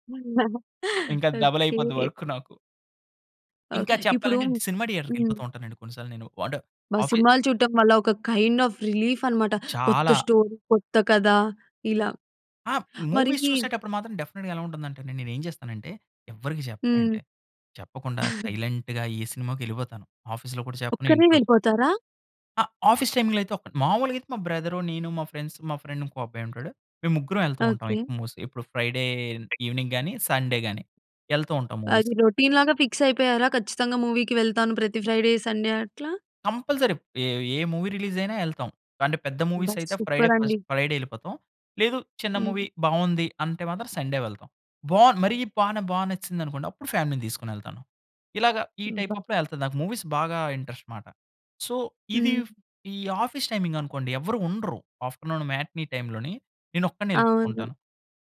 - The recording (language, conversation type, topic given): Telugu, podcast, ఒత్తిడిని తగ్గించుకోవడానికి మీరు సాధారణంగా ఏ మార్గాలు అనుసరిస్తారు?
- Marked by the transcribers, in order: chuckle; in English: "డబల్"; in English: "వర్క్"; in English: "డియేటర్‌కెళిపోతూ"; other background noise; in English: "కైండ్ ఆఫ్ రిలీఫ్"; in English: "మూవీస్"; in English: "డెఫినిట్‌గా"; in English: "సైలెంట్‌గా"; chuckle; in English: "ఆఫీస్‌లో"; in English: "ఆఫీస్"; tapping; in English: "ఫ్రెండ్స్"; in English: "ఫ్రెండ్"; in English: "మూవీస్‌కి"; in English: "ఫ్రైడే ఈవెనింగ్"; in English: "సండే"; in English: "మూవీస్‌కి"; in English: "రొటీన్"; in English: "మూవీకి"; in English: "ఫ్రైడే, సండే"; in English: "కంపల్సరీ"; in English: "మూవీ"; in English: "ఫ్రైడే ఫస్ట్ ఫ్రైడే"; in English: "మూవీ"; in English: "సండే"; in English: "ఫ్యామిలీ‌ని"; in English: "టైప్ అప్‌లో"; in English: "మూవీస్"; in English: "ఇంట్రెస్ట్"; in English: "సో"; in English: "ఆఫీస్"; in English: "మ్యాట్‌నీ"